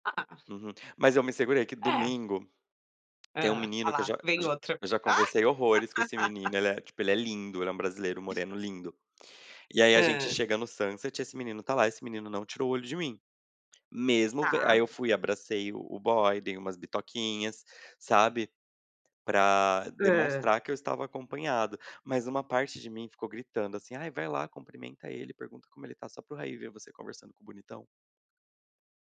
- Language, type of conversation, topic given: Portuguese, unstructured, Como você define um relacionamento saudável?
- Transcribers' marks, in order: laugh; tapping